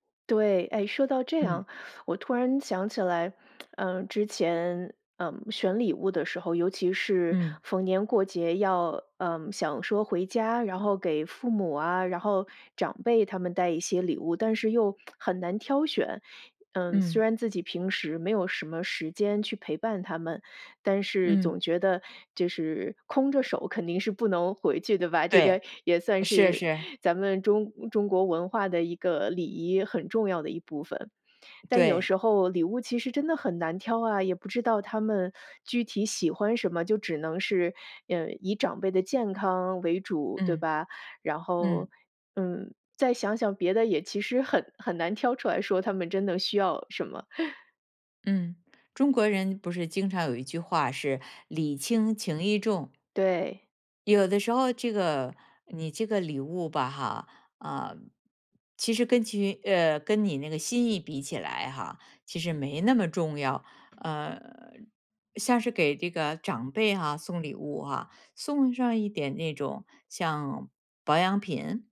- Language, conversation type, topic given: Chinese, podcast, 你觉得陪伴比礼物更重要吗？
- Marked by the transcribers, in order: teeth sucking; lip smack; lip smack; other background noise; chuckle